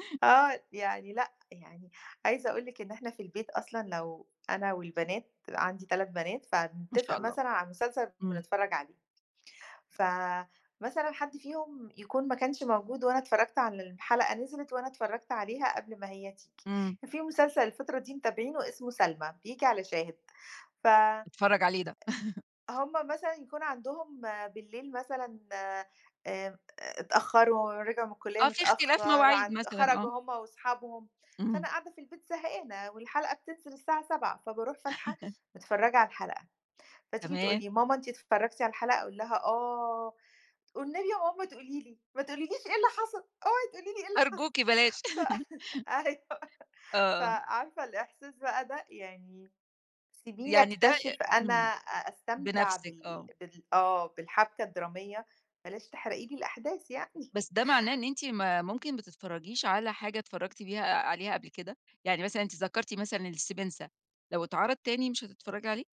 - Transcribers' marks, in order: tapping; laugh; laugh; laugh; laugh; laughing while speaking: "أيوه"; laughing while speaking: "يعني"
- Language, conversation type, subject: Arabic, podcast, إيه اللي بيخلي الواحد يكمل مسلسل لحدّ آخر حلقة؟